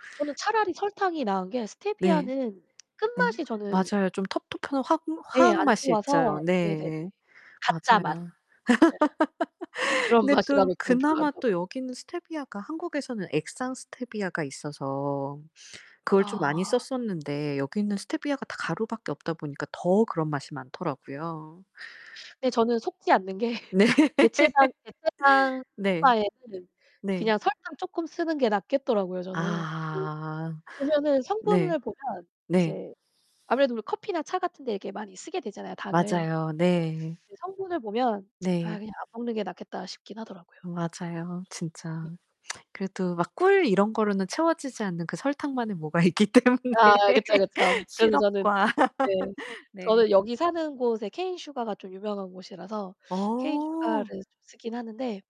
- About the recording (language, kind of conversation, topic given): Korean, unstructured, 하루를 시작할 때 커피와 차 중 어떤 음료를 더 자주 선택하시나요?
- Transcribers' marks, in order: tapping; background speech; giggle; laugh; laughing while speaking: "네"; chuckle; distorted speech; other background noise; static; tsk; tsk; unintelligible speech; laughing while speaking: "있기 때문에"; chuckle; in English: "케인 슈가"; in English: "케인 슈가"